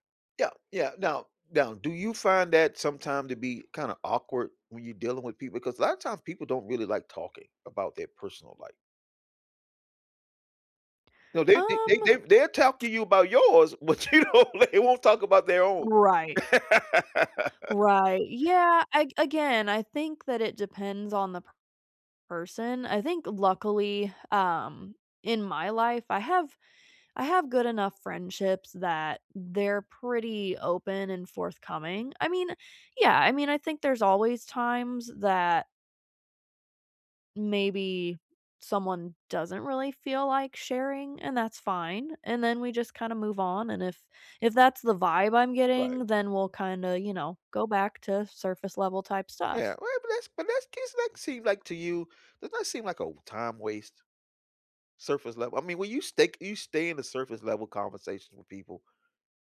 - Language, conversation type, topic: English, unstructured, How can I keep a long-distance relationship feeling close without constant check-ins?
- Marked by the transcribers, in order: lip smack; laughing while speaking: "but you don't they won't"; laugh